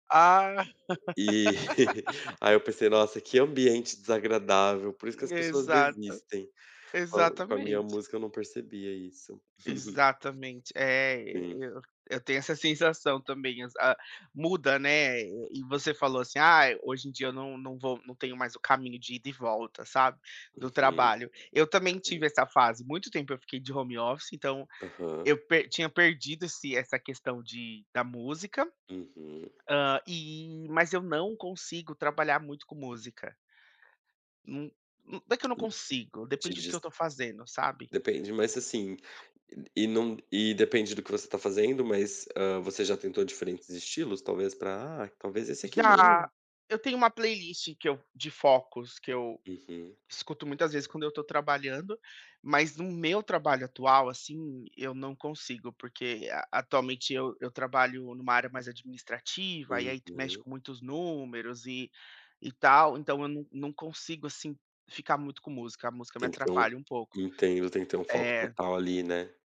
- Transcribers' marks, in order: chuckle; laugh; chuckle
- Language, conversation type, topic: Portuguese, unstructured, Como a música afeta o seu humor no dia a dia?